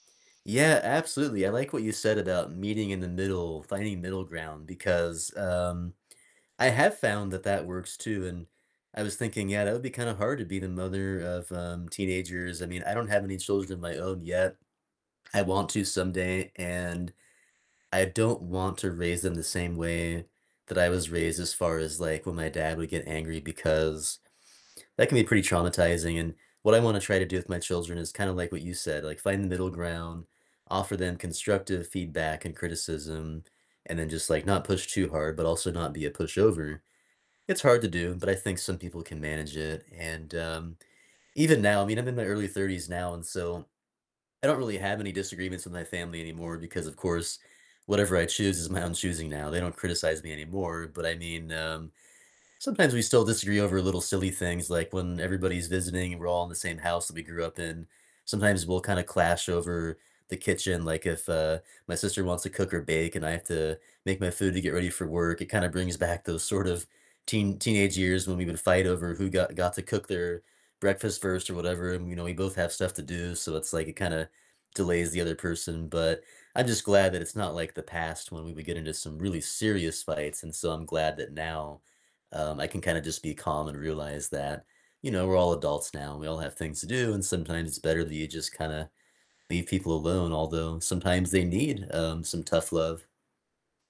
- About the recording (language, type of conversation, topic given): English, unstructured, How should you respond when family members don’t respect your choices?
- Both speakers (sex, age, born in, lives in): female, 40-44, United States, United States; male, 35-39, United States, United States
- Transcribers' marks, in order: static; tapping; laughing while speaking: "my own"